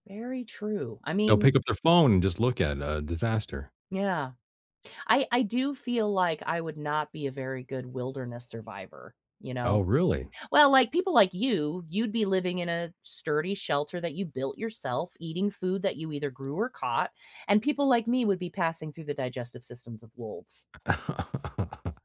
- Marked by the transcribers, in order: tapping; laugh
- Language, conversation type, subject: English, unstructured, How can you make time for creative play without feeling guilty?
- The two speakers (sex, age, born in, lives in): female, 45-49, United States, United States; male, 40-44, United States, United States